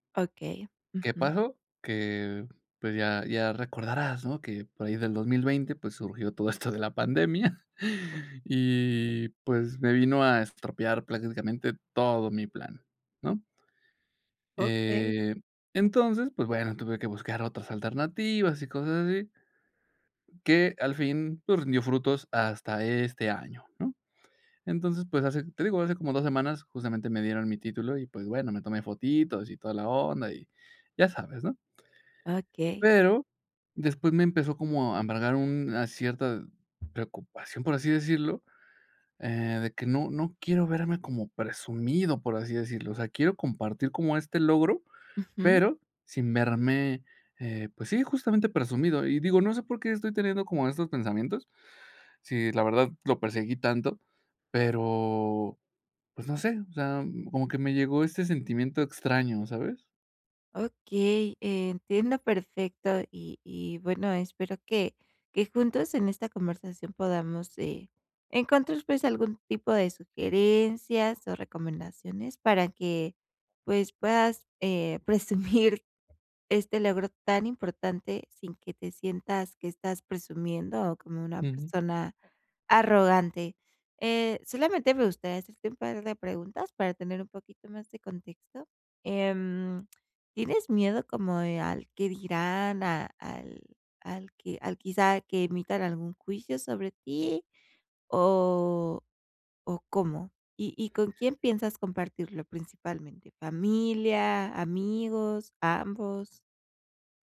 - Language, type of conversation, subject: Spanish, advice, ¿Cómo puedo compartir mis logros sin parecer que presumo?
- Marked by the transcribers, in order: chuckle; chuckle